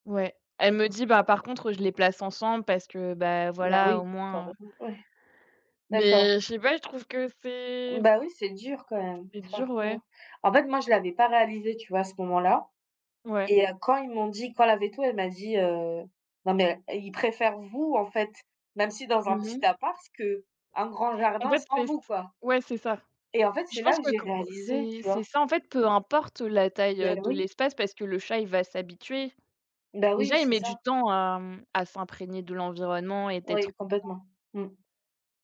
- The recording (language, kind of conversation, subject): French, unstructured, Préférez-vous les chats ou les chiens comme animaux de compagnie ?
- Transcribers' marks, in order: tapping; other background noise; unintelligible speech